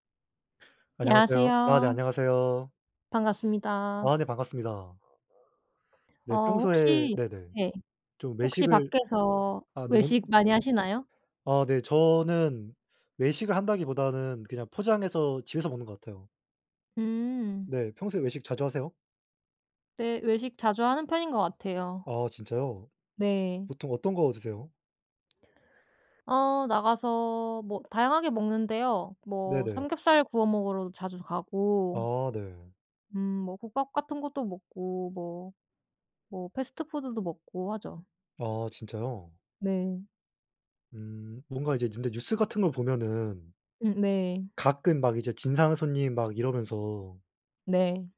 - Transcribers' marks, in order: unintelligible speech; other background noise
- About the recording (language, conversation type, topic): Korean, unstructured, 식당에서 남긴 음식을 가져가는 게 왜 논란이 될까?